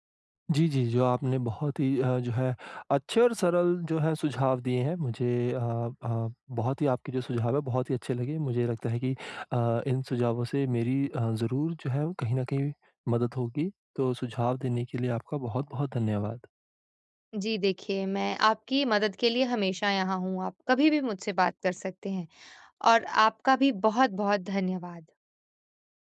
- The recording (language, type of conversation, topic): Hindi, advice, मैं अपनी बात संक्षेप और स्पष्ट रूप से कैसे कहूँ?
- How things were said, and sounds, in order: tapping